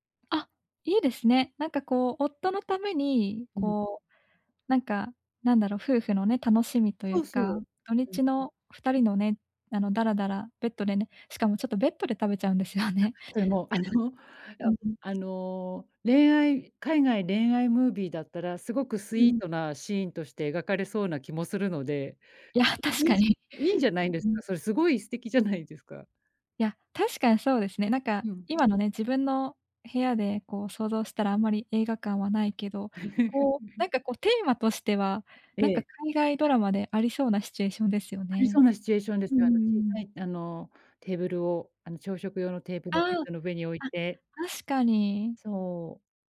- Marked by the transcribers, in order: laughing while speaking: "ですよね"; other noise; other background noise; laugh
- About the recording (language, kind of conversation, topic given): Japanese, advice, 忙しくてついジャンクフードを食べてしまう